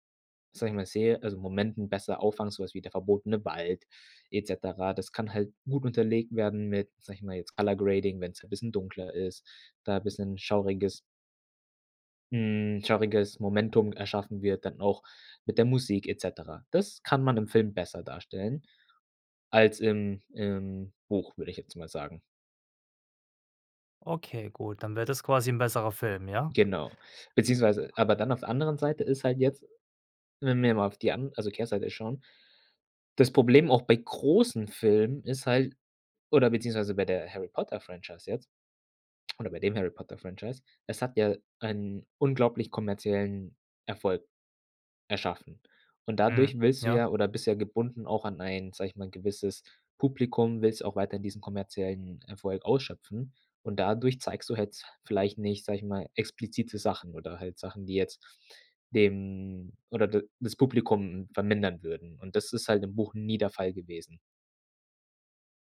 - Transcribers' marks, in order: in English: "color grading"; stressed: "großen"
- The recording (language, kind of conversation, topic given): German, podcast, Was kann ein Film, was ein Buch nicht kann?
- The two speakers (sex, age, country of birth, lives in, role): male, 25-29, Germany, Germany, guest; male, 35-39, Germany, Sweden, host